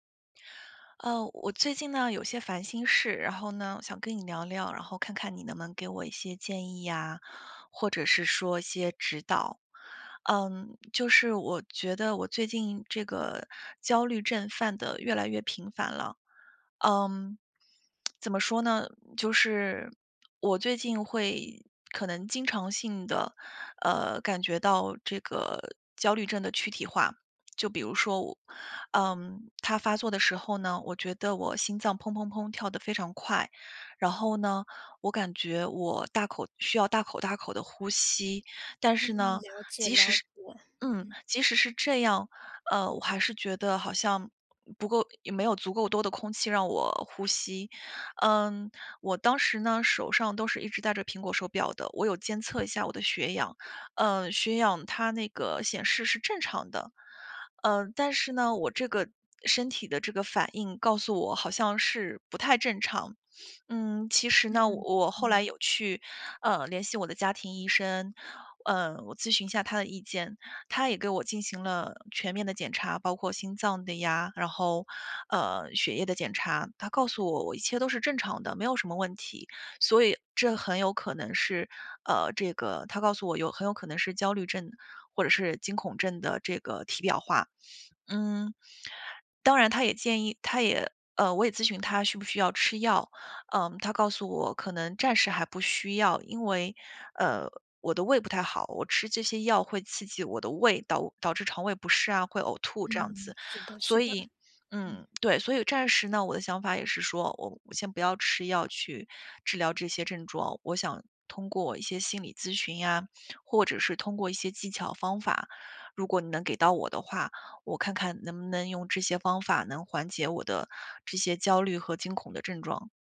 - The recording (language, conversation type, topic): Chinese, advice, 如何快速缓解焦虑和恐慌？
- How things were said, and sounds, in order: tapping